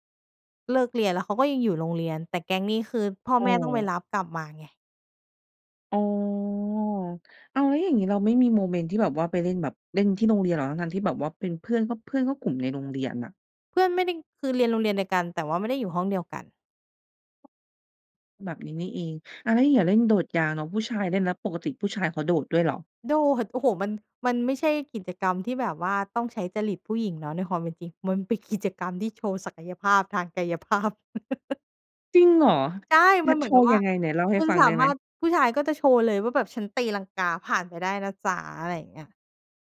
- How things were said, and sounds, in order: other background noise; laughing while speaking: "กายภาพ"; chuckle; surprised: "จริงเหรอ ?"
- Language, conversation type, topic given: Thai, podcast, คุณชอบเล่นเกมอะไรในสนามเด็กเล่นมากที่สุด?